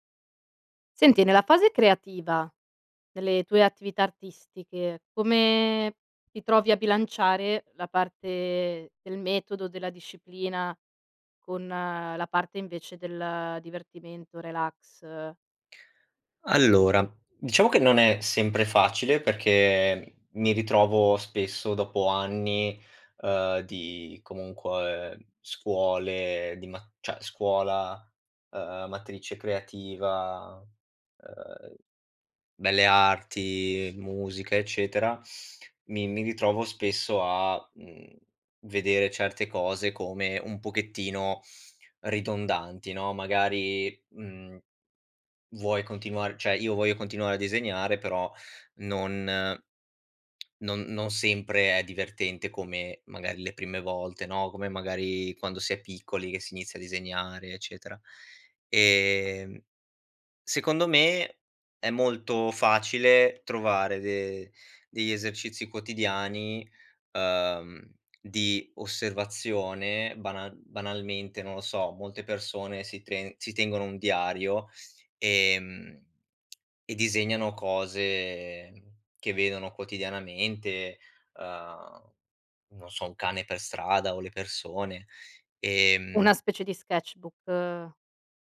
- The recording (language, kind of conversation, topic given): Italian, podcast, Come bilanci divertimento e disciplina nelle tue attività artistiche?
- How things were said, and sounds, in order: other background noise; "cioè" said as "ceh"; "cioè" said as "ceh"; lip smack; lip smack; in English: "sketch-book"